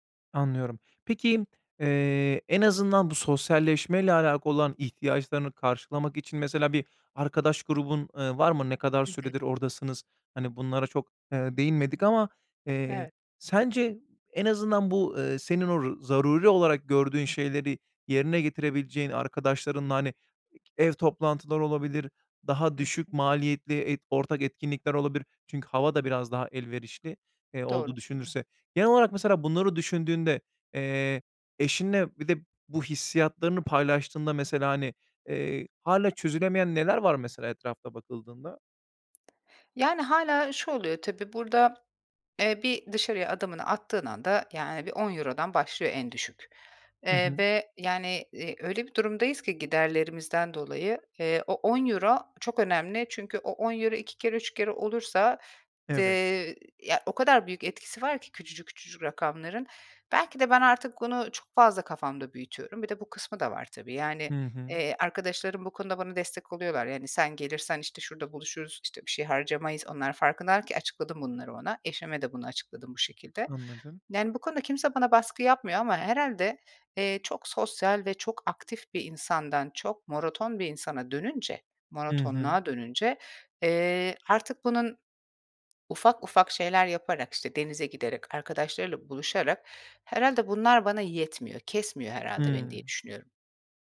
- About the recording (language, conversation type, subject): Turkish, advice, Rutin hayatın monotonluğu yüzünden tutkularını kaybetmiş gibi mi hissediyorsun?
- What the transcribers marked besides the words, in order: other background noise; tapping; "monoton" said as "moroton"